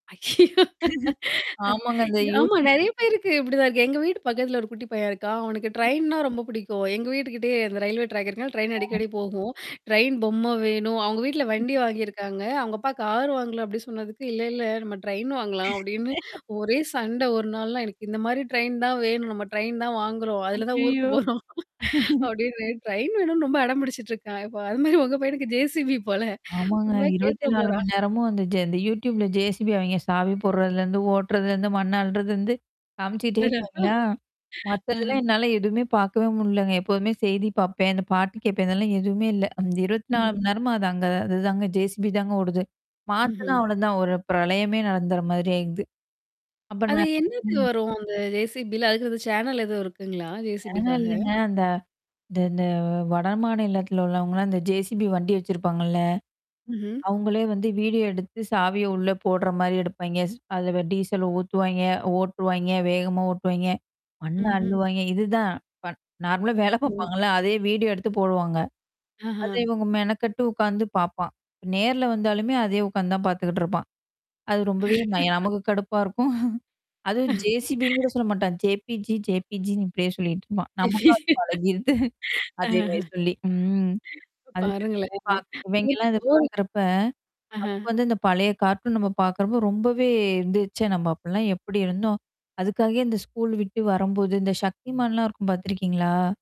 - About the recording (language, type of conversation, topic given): Tamil, podcast, பழைய தொலைக்காட்சியைப் பார்க்கும்போது, உங்களுக்கு அடிக்கடி நினைவுக்கு வரும் கார்டூன் எது?
- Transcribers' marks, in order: laugh; laughing while speaking: "ஆமா நெறைய பேருக்கு இப்படிதான் இருக்கு … ட்ரெயின் தான் வேணும்"; laugh; distorted speech; other background noise; in English: "ரயில்வே ட்ராக்"; mechanical hum; laugh; laughing while speaking: "போறோம்"; laugh; laughing while speaking: "அது மாரி உங்க பையனுக்கு ஜேசிபி போல"; chuckle; tapping; in English: "நார்மலா"; static; laugh; chuckle; laugh; chuckle; unintelligible speech